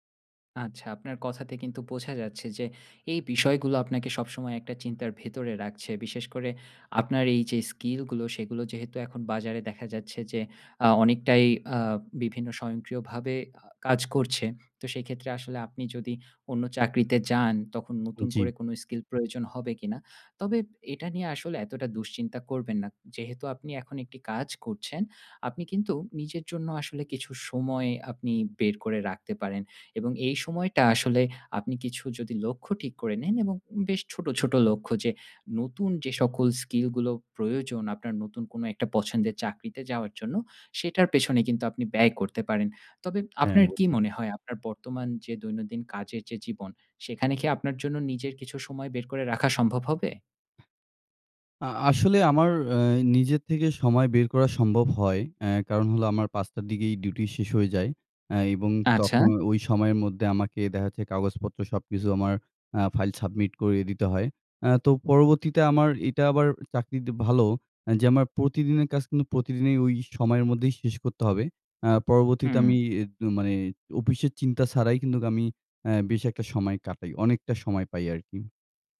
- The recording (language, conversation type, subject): Bengali, advice, চাকরিতে কাজের অর্থহীনতা অনুভব করছি, জীবনের উদ্দেশ্য কীভাবে খুঁজে পাব?
- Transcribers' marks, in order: none